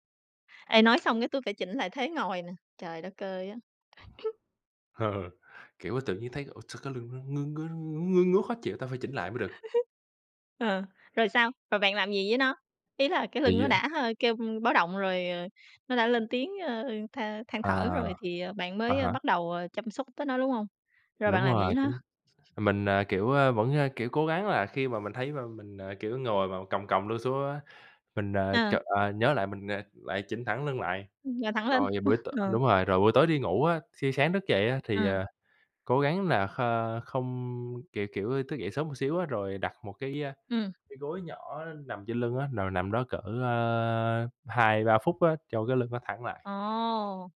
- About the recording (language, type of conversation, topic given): Vietnamese, unstructured, Bạn thường làm gì mỗi ngày để giữ sức khỏe?
- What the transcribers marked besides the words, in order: tapping; other background noise; laughing while speaking: "Ờ"; chuckle; laugh; chuckle